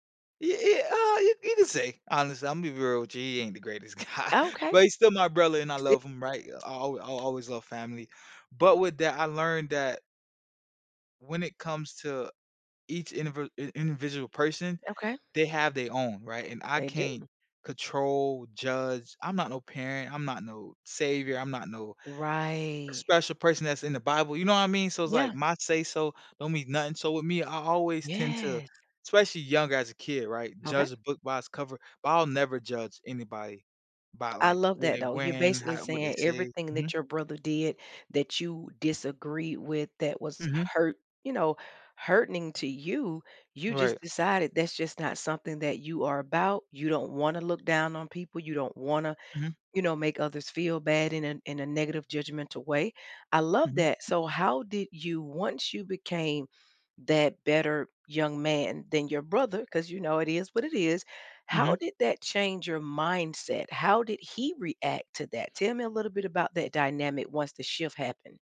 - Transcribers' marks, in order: laughing while speaking: "guy"; unintelligible speech; tapping
- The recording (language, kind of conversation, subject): English, podcast, How have early life experiences shaped who you are today?